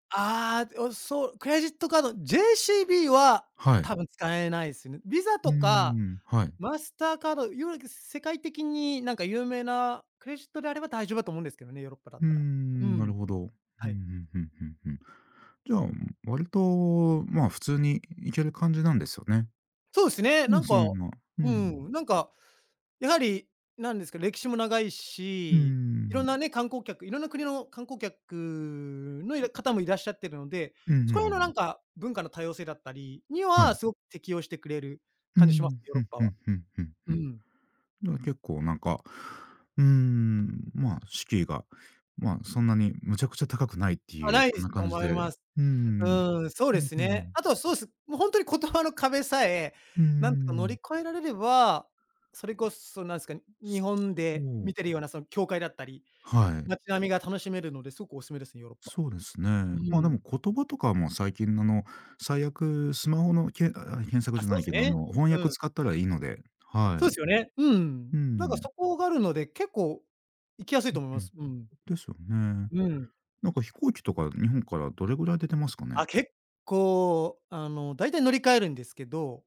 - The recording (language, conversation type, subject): Japanese, podcast, 旅行するならどんな場所が好きですか？
- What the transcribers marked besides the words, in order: none